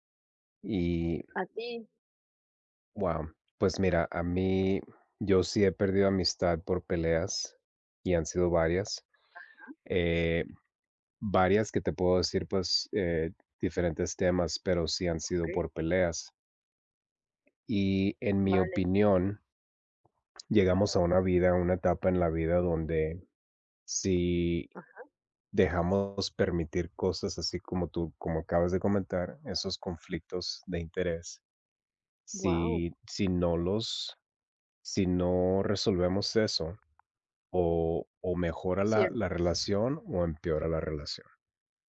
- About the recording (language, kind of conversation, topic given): Spanish, unstructured, ¿Has perdido una amistad por una pelea y por qué?
- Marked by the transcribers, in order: other background noise